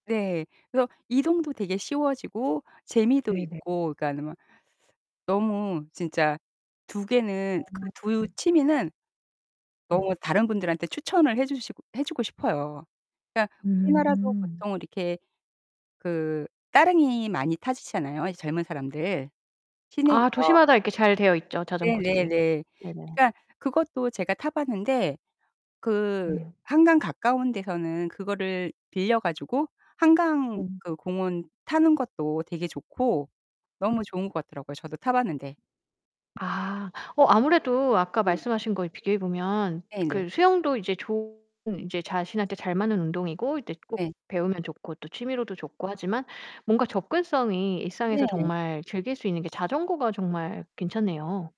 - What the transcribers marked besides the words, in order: distorted speech; tapping; static
- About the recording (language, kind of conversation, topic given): Korean, podcast, 취미를 처음 시작하게 된 계기는 무엇이었나요?